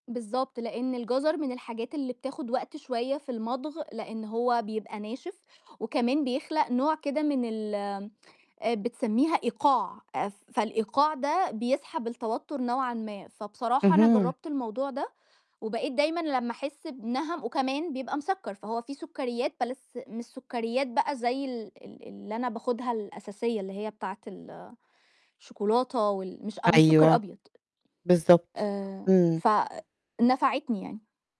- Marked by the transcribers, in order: tapping; "بس" said as "بلس"
- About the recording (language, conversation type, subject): Arabic, podcast, إزاي تدرّب نفسك تاكل على مهلك وتنتبه لإحساس الشبع؟